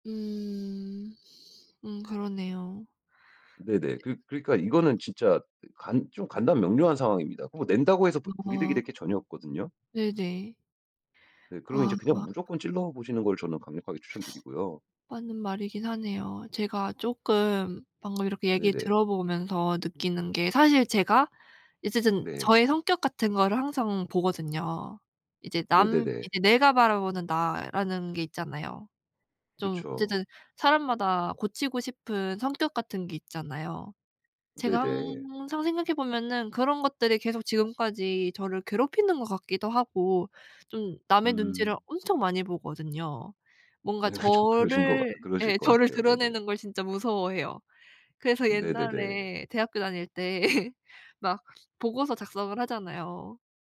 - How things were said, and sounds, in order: tapping; other background noise; teeth sucking; laugh; laugh; sniff
- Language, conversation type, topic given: Korean, advice, 승진이나 취업 기회에 도전하는 것이 두려워 포기한 적이 있나요?